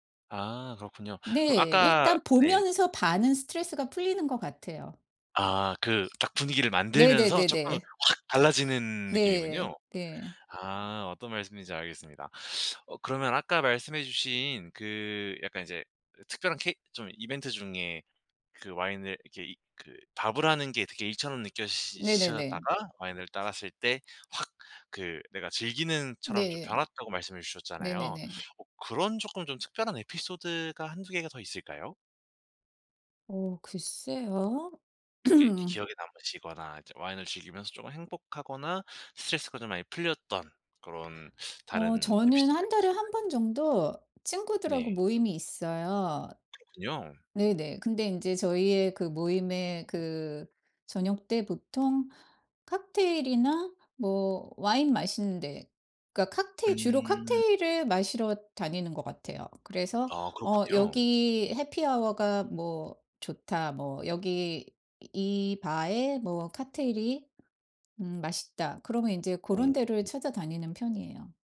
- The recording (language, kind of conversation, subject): Korean, podcast, 스트레스를 받을 때 자주 먹는 음식은 무엇인가요?
- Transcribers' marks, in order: other background noise; "변했다고" said as "변핬다고"; throat clearing; tapping